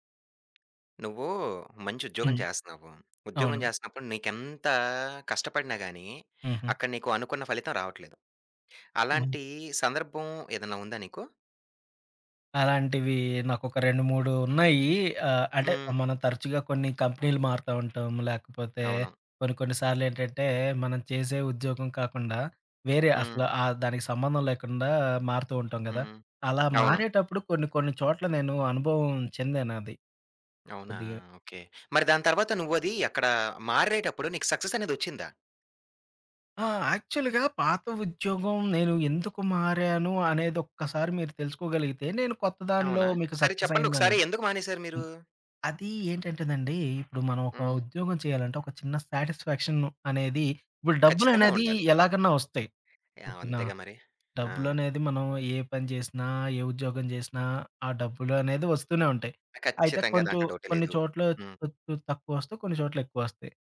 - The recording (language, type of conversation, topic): Telugu, podcast, ఒక ఉద్యోగం నుంచి తప్పుకోవడం నీకు విజయానికి తొలి అడుగేనని అనిపిస్తుందా?
- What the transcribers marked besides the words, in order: other background noise; in English: "యాక్చువల్‌గా"